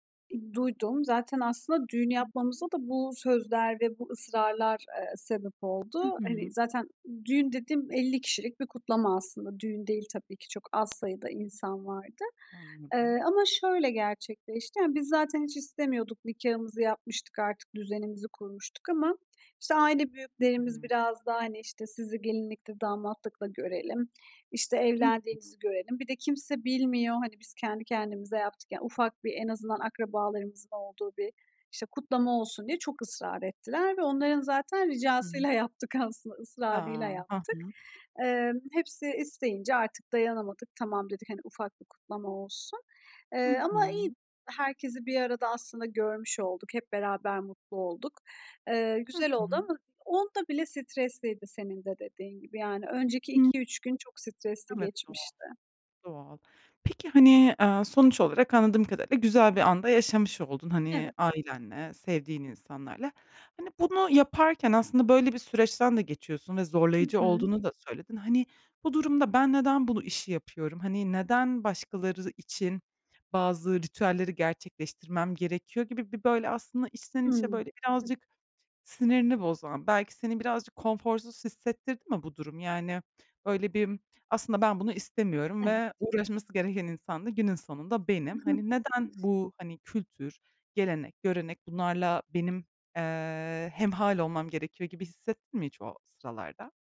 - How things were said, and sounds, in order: other background noise; chuckle; tapping
- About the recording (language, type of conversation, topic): Turkish, podcast, Bir düğün ya da kutlamada herkesin birlikteymiş gibi hissettiği o anı tarif eder misin?